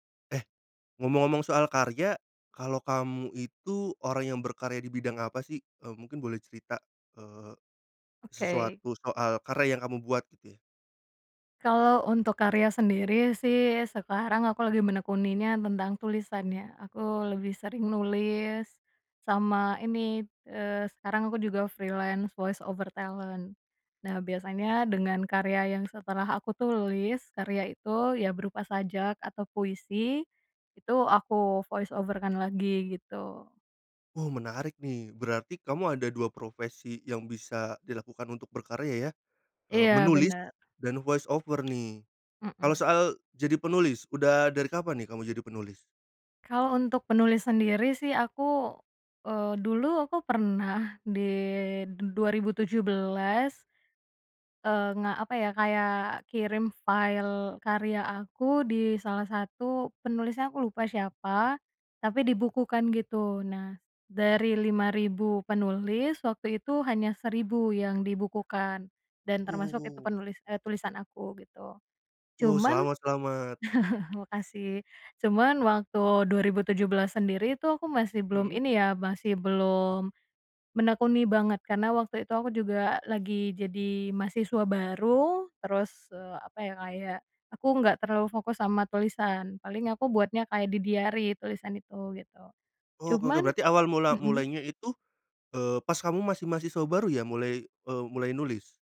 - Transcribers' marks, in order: in English: "freelance voice over talent"; in English: "voice over"; tapping; in English: "voice over"; chuckle; in English: "diary"
- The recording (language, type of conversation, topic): Indonesian, podcast, Apa rasanya saat kamu menerima komentar pertama tentang karya kamu?